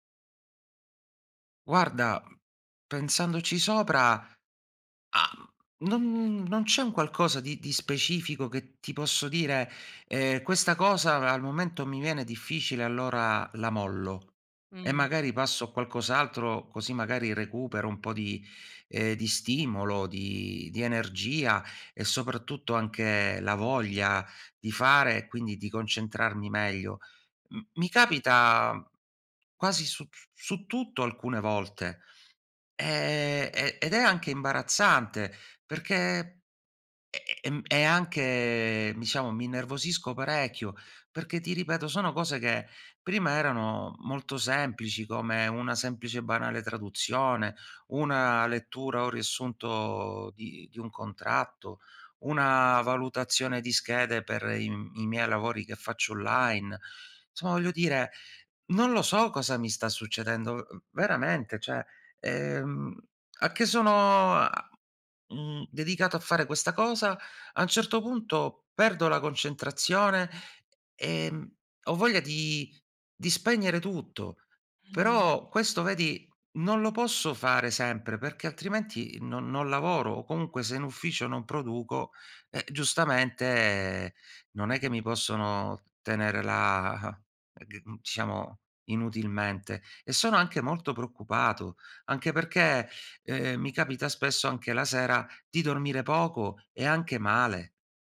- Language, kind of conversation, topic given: Italian, advice, Perché faccio fatica a concentrarmi e a completare i compiti quotidiani?
- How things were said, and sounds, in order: unintelligible speech; "cioè" said as "ceh"; laughing while speaking: "la"; "diciamo" said as "iciamo"